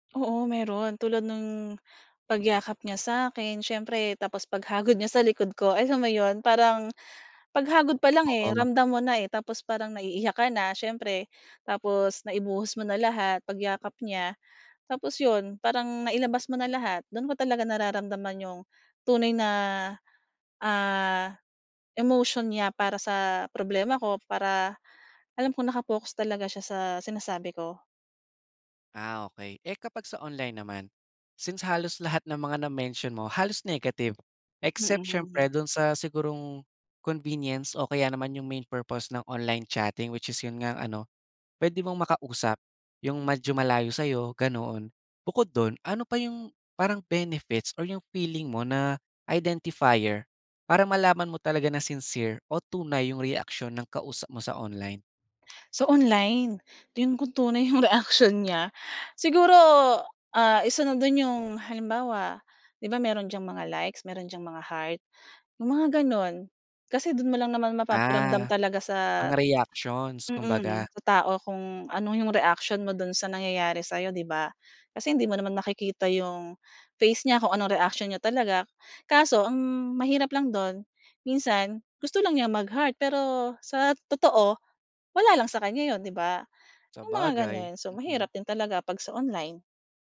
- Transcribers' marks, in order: tapping; other background noise; laughing while speaking: "reaksyon"
- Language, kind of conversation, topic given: Filipino, podcast, Mas madali ka bang magbahagi ng nararamdaman online kaysa kapag kaharap nang personal?